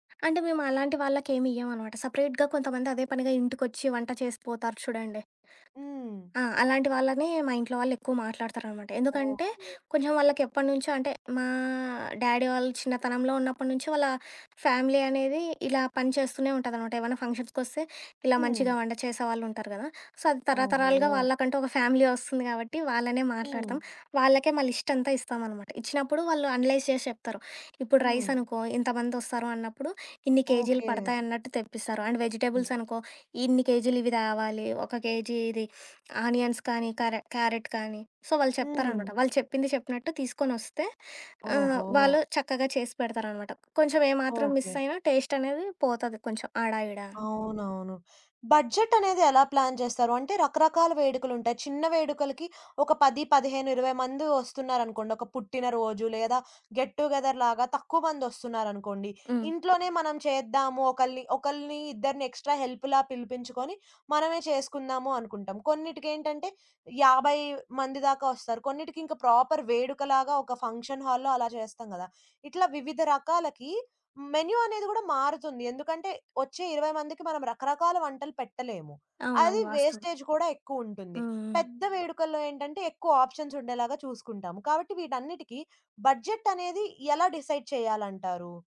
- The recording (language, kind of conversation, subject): Telugu, podcast, వేడుక కోసం మీరు మెనూని ఎలా నిర్ణయిస్తారు?
- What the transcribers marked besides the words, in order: in English: "సపరేట్‌గా"; in English: "డ్యాడీ"; in English: "ఫ్యామిలీ"; in English: "ఫంక్షన్స్‌కొస్తే"; in English: "సో"; in English: "ఫ్యామిలీ"; in English: "లిష్ట్"; in English: "అనలైజ్"; other background noise; in English: "రైస్"; in English: "అండ్ వెజిటేబుల్స్"; in English: "ఆనియన్స్"; in English: "సో"; in English: "మిస్"; in English: "టేస్ట్"; in English: "బడ్జెట్"; in English: "ప్లాన్"; in English: "గెట్ టు గెదర్"; in English: "ఎక్స్‌ట్రా హెల్ప్‌లా"; in English: "ప్రాపర్"; in English: "ఫంక్షన్ హాల్‌లో"; in English: "మెన్యూ"; in English: "వేస్టేజ్"; in English: "ఆప్షన్స్"; in English: "బడ్జెట్"; in English: "డిసైడ్"